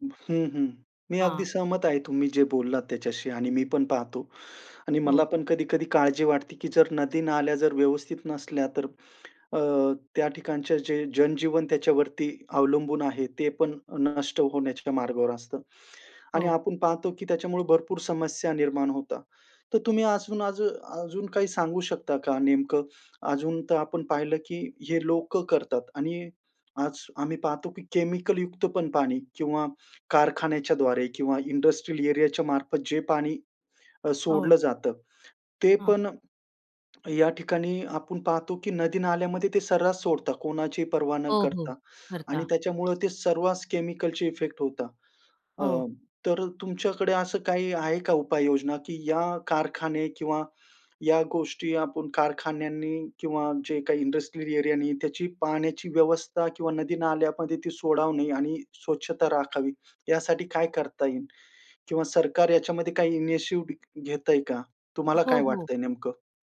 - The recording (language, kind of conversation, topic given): Marathi, podcast, आमच्या शहरातील नद्या आणि तलाव आपण स्वच्छ कसे ठेवू शकतो?
- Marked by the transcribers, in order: "अजून" said as "आसून"; in English: "केमिकलयुक्त"; in English: "इंडस्ट्रियल एरियाच्या"; in English: "केमिकलचे इफेक्ट"; in English: "इंडस्ट्रियल एरियानी"; in English: "इनिशिव्ह"